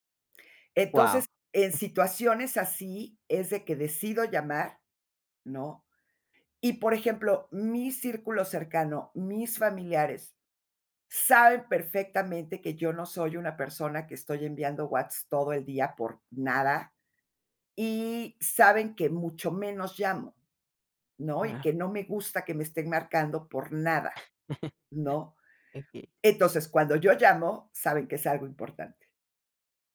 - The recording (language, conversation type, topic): Spanish, podcast, ¿Cómo decides cuándo llamar en vez de escribir?
- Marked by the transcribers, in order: other noise; laugh; unintelligible speech